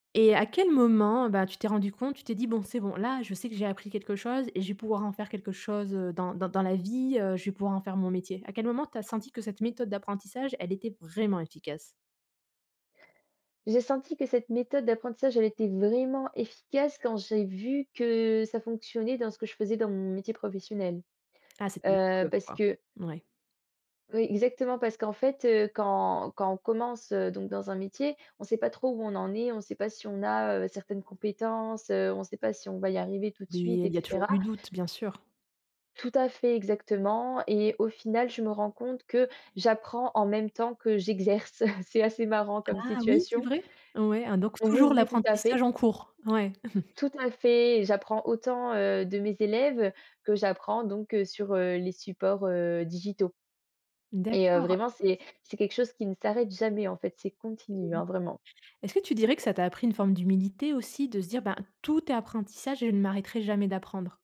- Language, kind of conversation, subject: French, podcast, Peux-tu me parler d’une expérience d’apprentissage qui t’a marqué(e) ?
- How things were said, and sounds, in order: stressed: "vraiment"; stressed: "vraiment"; chuckle; chuckle